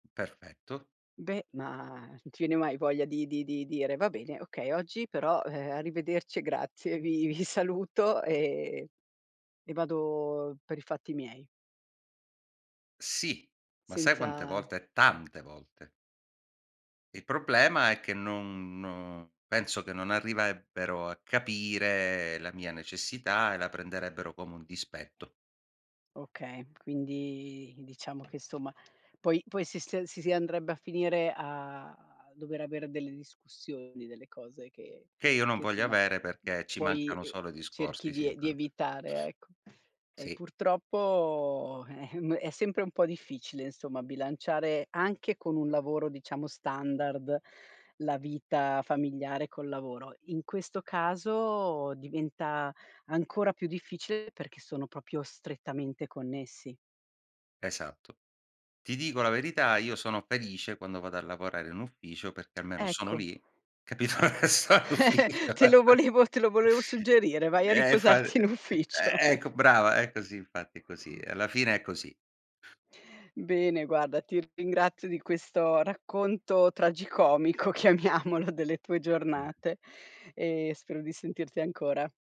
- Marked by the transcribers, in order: tapping; laughing while speaking: "saluto"; stressed: "Tante"; "arriverebbero" said as "arrivebbero"; other background noise; unintelligible speech; "proprio" said as "propio"; laughing while speaking: "capito, so in ufficio"; chuckle; laugh; laughing while speaking: "ufficio"; laughing while speaking: "chiamiamolo"
- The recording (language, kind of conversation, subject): Italian, podcast, Come bilanciate concretamente lavoro e vita familiare nella vita di tutti i giorni?
- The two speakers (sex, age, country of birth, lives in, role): female, 50-54, Italy, Italy, host; male, 40-44, Italy, Italy, guest